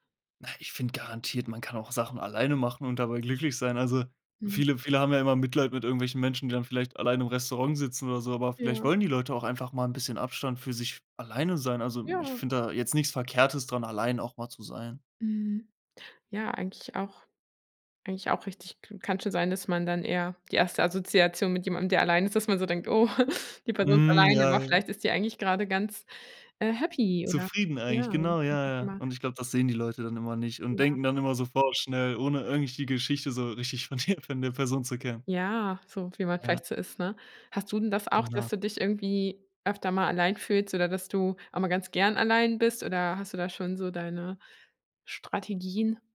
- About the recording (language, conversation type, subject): German, podcast, Was kann jede*r tun, damit andere sich weniger allein fühlen?
- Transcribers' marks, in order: chuckle; joyful: "happy"; unintelligible speech; laughing while speaking: "von der"